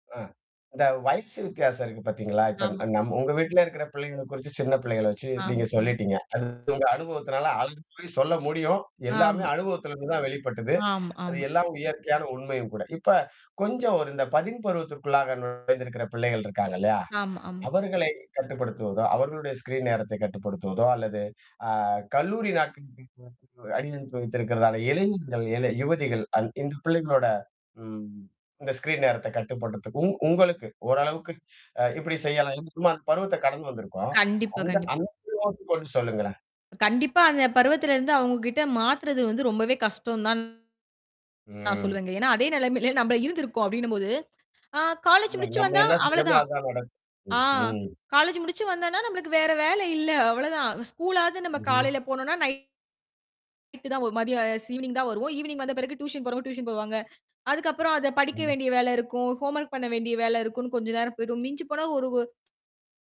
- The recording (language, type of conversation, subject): Tamil, podcast, குழந்தைகளின் திரை நேரத்தை நீங்கள் எப்படி கட்டுப்படுத்த வேண்டும் என்று நினைக்கிறீர்கள்?
- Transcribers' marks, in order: tapping; mechanical hum; distorted speech; other background noise; in English: "ஸ்கிரீன்"; other noise; unintelligible speech; static; unintelligible speech; unintelligible speech; drawn out: "ம்"; in English: "நைட்டு"; in English: "ஈவ்னிங்"; in English: "டியூசன்"; in English: "ஹோம் ஒர்க்"